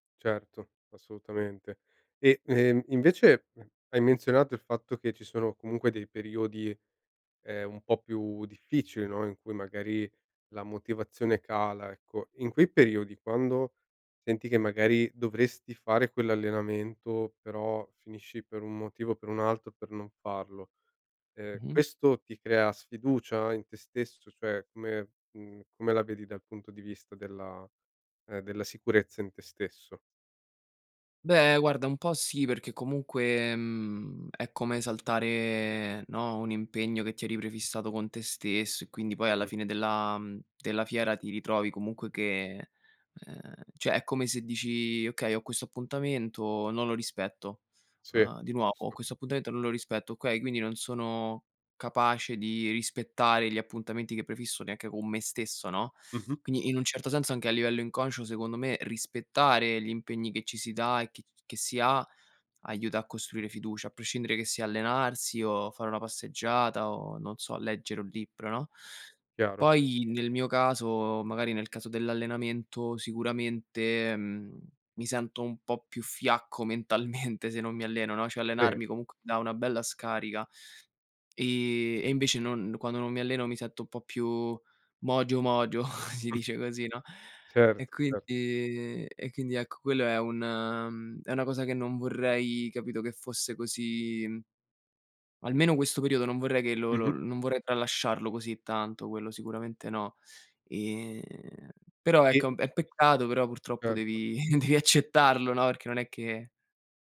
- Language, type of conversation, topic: Italian, podcast, Quali piccoli gesti quotidiani aiutano a creare fiducia?
- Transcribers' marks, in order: other noise; "cioè" said as "ceh"; laughing while speaking: "mentalmente"; chuckle; "quindi" said as "chindi"; other background noise; chuckle